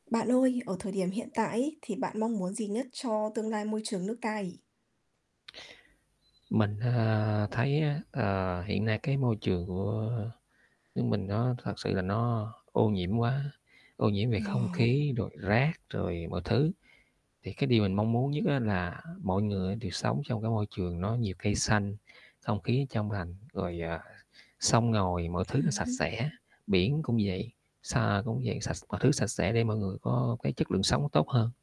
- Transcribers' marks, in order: other background noise; static
- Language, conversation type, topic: Vietnamese, podcast, Bạn mong muốn điều gì nhất cho tương lai môi trường Việt Nam?